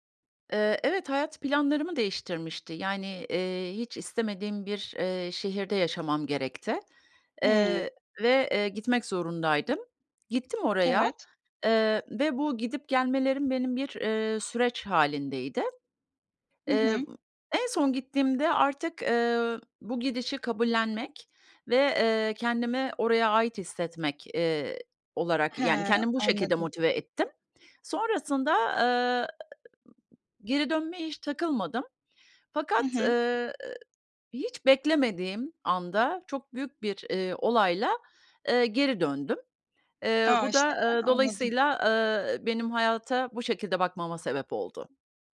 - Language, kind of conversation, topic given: Turkish, podcast, Hayatta öğrendiğin en önemli ders nedir?
- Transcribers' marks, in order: tapping; unintelligible speech